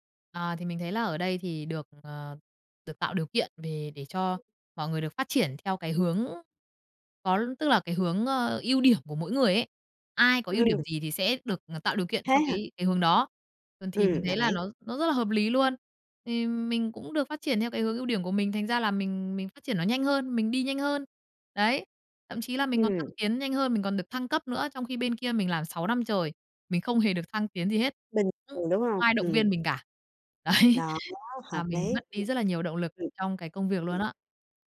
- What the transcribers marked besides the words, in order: other background noise; tapping; laughing while speaking: "Đấy"; unintelligible speech
- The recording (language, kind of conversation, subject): Vietnamese, podcast, Có khi nào một thất bại lại mang đến lợi ích lớn không?